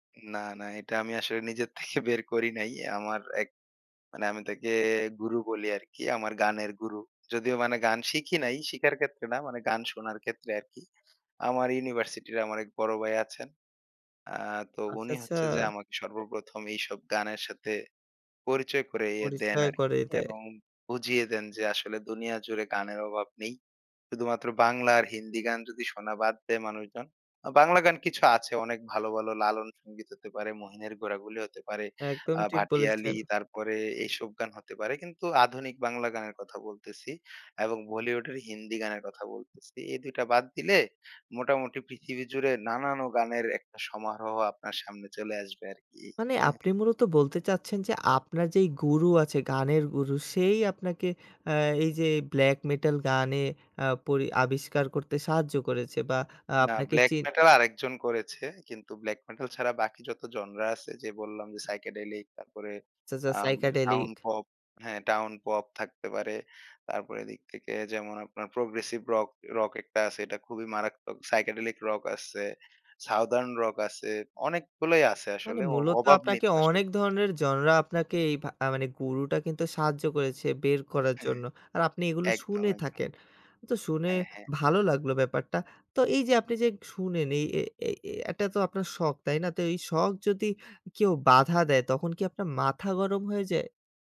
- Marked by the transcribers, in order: laughing while speaking: "থেকে"; other background noise
- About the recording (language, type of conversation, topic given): Bengali, podcast, কোন শখ তোমার মানসিক শান্তি দেয়?